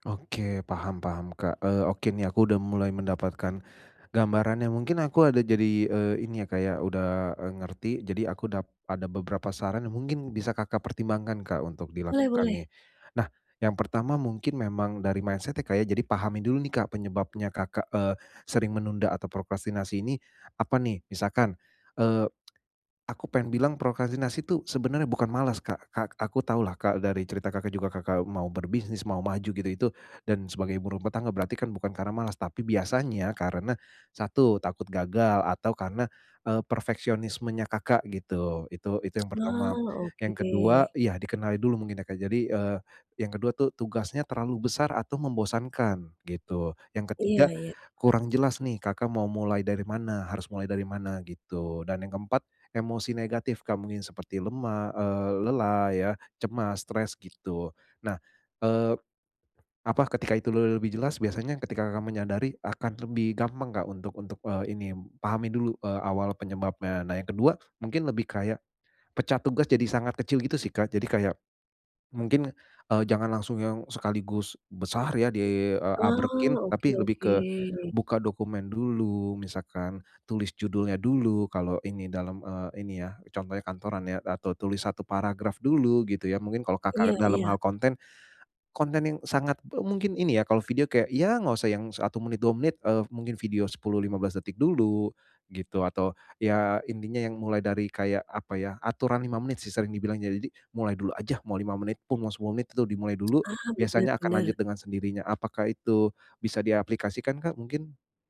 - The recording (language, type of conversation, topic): Indonesian, advice, Bagaimana cara berhenti menunda dan mulai menyelesaikan tugas?
- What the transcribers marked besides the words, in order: in English: "mindset-nya"; lip smack; tapping; tsk; tsk